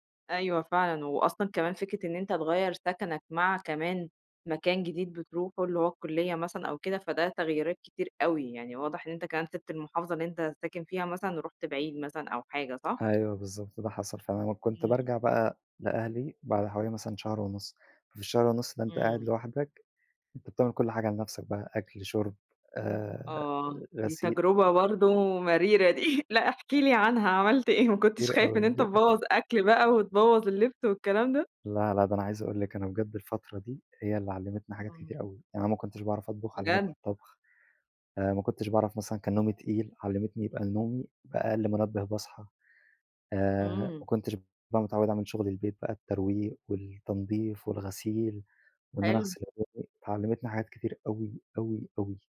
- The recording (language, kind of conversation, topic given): Arabic, podcast, إزاي تتعامل مع خوفك من الفشل وإنت بتسعى للنجاح؟
- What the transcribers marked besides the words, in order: tapping; chuckle; laughing while speaking: "لأ احكِ لي عنها عملت إيه، ما كنتش خايف إن أنت"; other noise; unintelligible speech; other background noise